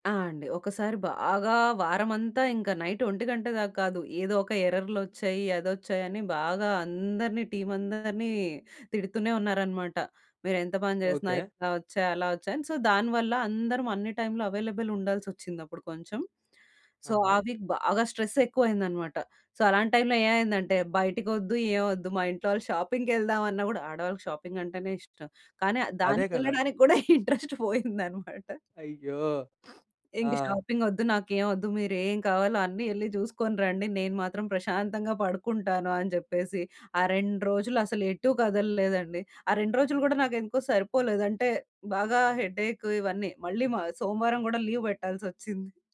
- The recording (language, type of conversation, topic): Telugu, podcast, పని మీద ఆధారపడకుండా సంతోషంగా ఉండేందుకు మీరు మీకు మీరే ఏ విధంగా పరిమితులు పెట్టుకుంటారు?
- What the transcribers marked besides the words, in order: in English: "నైట్"; in English: "టీమ్"; in English: "సో"; in English: "అవైలబుల్"; in English: "సో"; in English: "వీక్"; in English: "స్ట్రెస్"; in English: "సో"; in English: "షాపింగ్"; laughing while speaking: "ఇంట్రెస్ట్ పోయిందన్నమాట"; in English: "ఇంట్రెస్ట్"; sniff; in English: "షాపింగ్"; in English: "హెడేక్"; in English: "లీవ్"